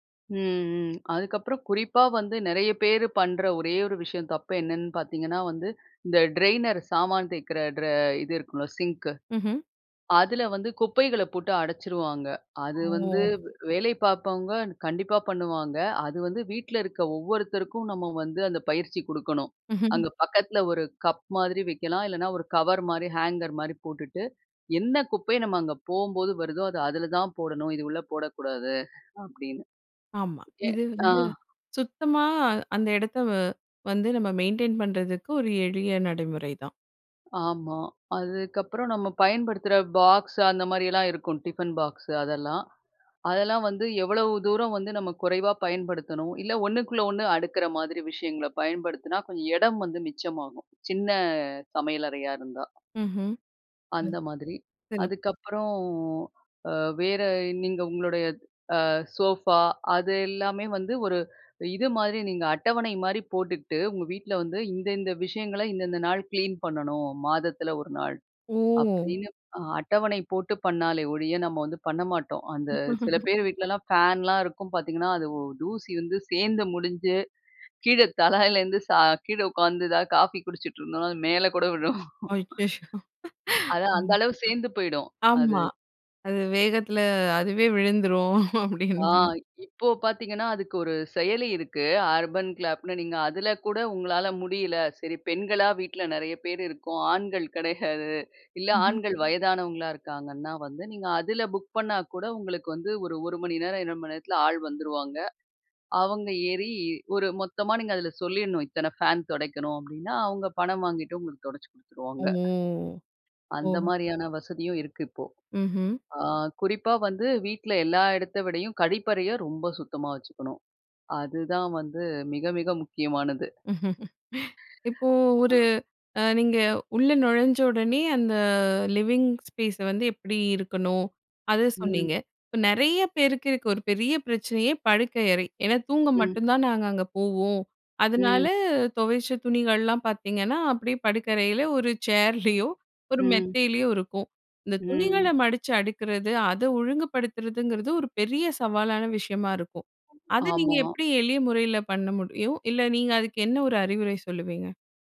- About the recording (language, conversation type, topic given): Tamil, podcast, புதிதாக வீட்டில் குடியேறுபவருக்கு வீட்டை ஒழுங்காக வைத்துக்கொள்ள ஒரே ஒரு சொல்லில் நீங்கள் என்ன அறிவுரை சொல்வீர்கள்?
- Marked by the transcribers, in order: other background noise; chuckle; drawn out: "சின்ன"; unintelligible speech; drawn out: "அதுக்கப்புறம்"; surprised: "ஓ!"; laugh; laughing while speaking: "கீழ தலையிலேருந்து சா கீழ உட்காந்து … மேலே கூட விழும்"; laughing while speaking: "ஐயயோ !"; laughing while speaking: "அப்டின்னு"; laughing while speaking: "கெடையாது"; chuckle; drawn out: "அந்த"